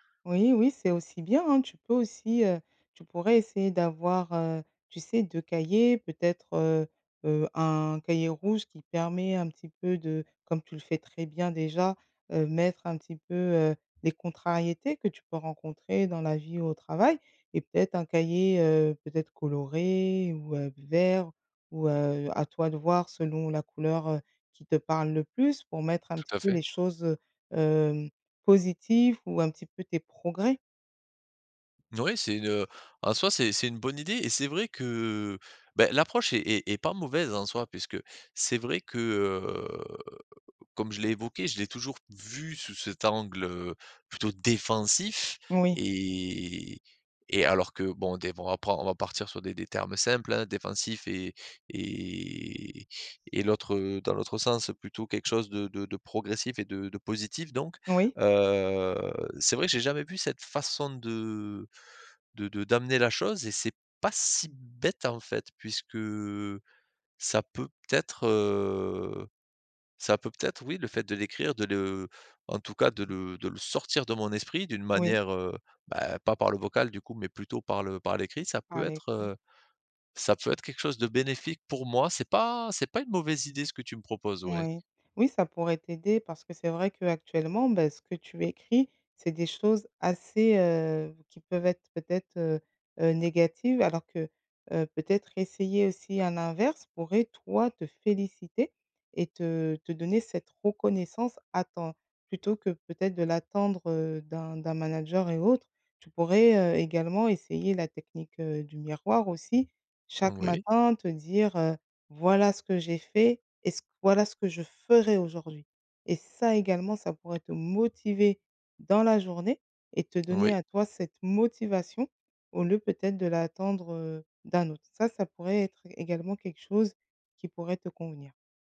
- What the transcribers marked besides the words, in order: drawn out: "heu"; stressed: "défensif"; drawn out: "et"; drawn out: "et"; drawn out: "heu"; drawn out: "heu"; other background noise; tapping; stressed: "motiver"; stressed: "motivation"
- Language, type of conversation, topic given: French, advice, Comment demander un retour honnête après une évaluation annuelle ?